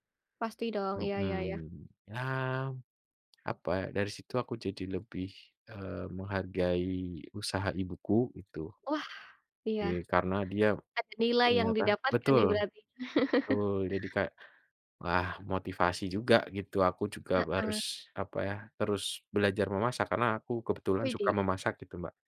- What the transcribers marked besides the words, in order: chuckle
- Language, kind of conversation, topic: Indonesian, unstructured, Apa makanan favorit yang selalu membuatmu bahagia?